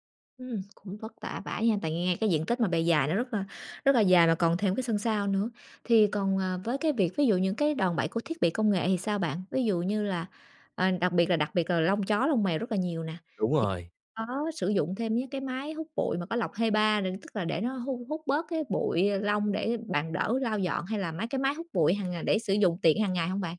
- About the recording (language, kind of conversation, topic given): Vietnamese, advice, Làm sao để giữ nhà luôn gọn gàng lâu dài?
- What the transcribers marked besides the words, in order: in English: "hê ba"; "HEPA" said as "hê ba"